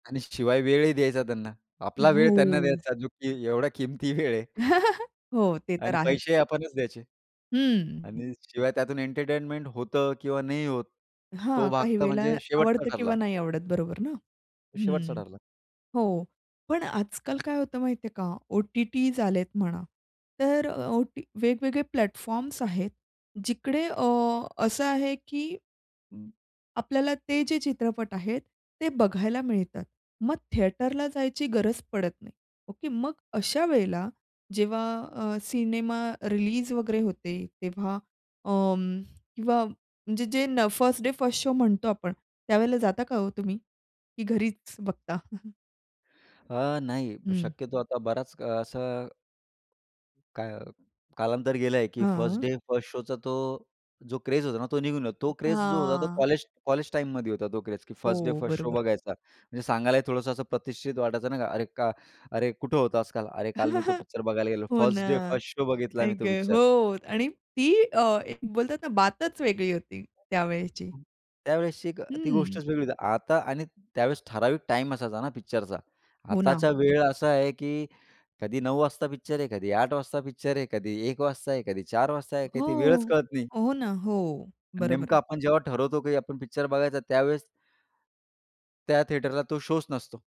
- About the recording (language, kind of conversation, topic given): Marathi, podcast, तुम्हाला चित्रपट सिनेमागृहात पाहणे आवडते की घरी ओटीटीवर पाहणे आवडते?
- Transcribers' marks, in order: laughing while speaking: "किमती वेळ आहे"; chuckle; in English: "प्लॅटफॉर्म्स"; in English: "थिएटरला"; in English: "फर्स्ट डे फर्स्ट शो"; chuckle; in English: "फर्स्ट डे फर्स्ट शोचा"; tapping; other background noise; in English: "फर्स्ट डे फर्स्ट शो"; chuckle; in English: "फर्स्ट डे फर्स्ट शो"; unintelligible speech; unintelligible speech; in English: "थिएटरला"; in English: "शोच"